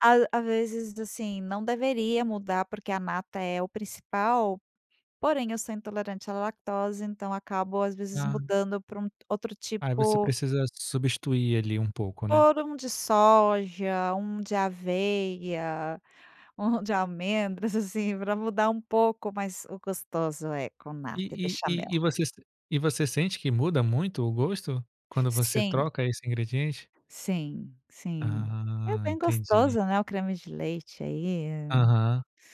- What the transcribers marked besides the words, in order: laughing while speaking: "assim"
- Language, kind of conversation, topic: Portuguese, podcast, Qual é um prato que você sempre cozinha bem?